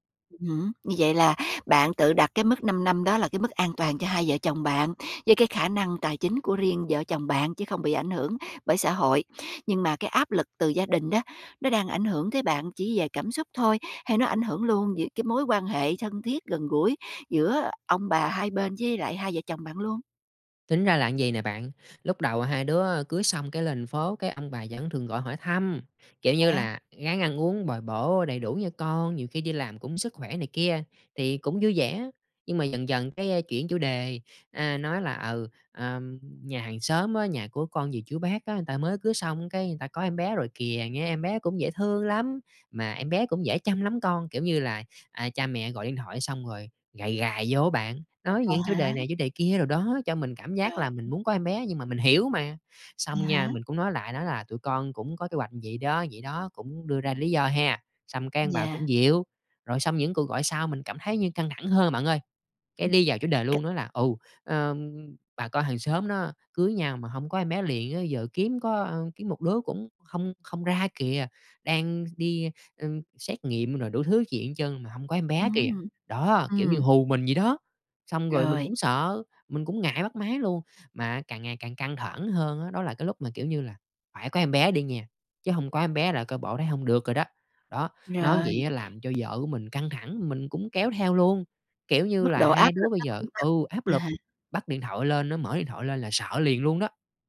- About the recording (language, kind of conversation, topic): Vietnamese, advice, Bạn cảm thấy thế nào khi bị áp lực phải có con sau khi kết hôn?
- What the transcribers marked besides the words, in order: tapping; other background noise; stressed: "hiểu"